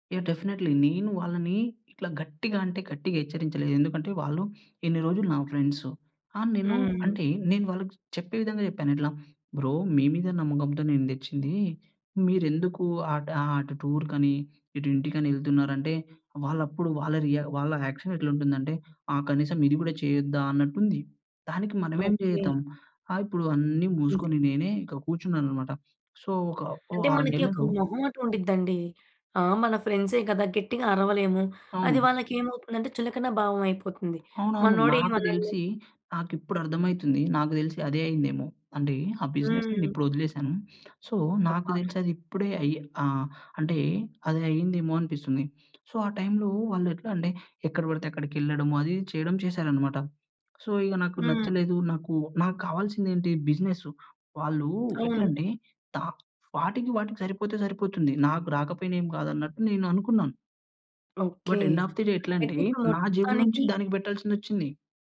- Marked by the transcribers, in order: in English: "డెఫినెట్లీ"; in English: "ఫ్రెండ్స్"; other background noise; in English: "బ్రో"; in English: "యాక్షన్"; in English: "సో"; in English: "బిజినెస్‌ని"; in English: "సో"; in English: "సో"; in English: "సో"; tapping; in English: "బట్, ఎండ్ ఆఫ్ ది డే"
- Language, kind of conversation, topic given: Telugu, podcast, పడి పోయిన తర్వాత మళ్లీ లేచి నిలబడేందుకు మీ రహసం ఏమిటి?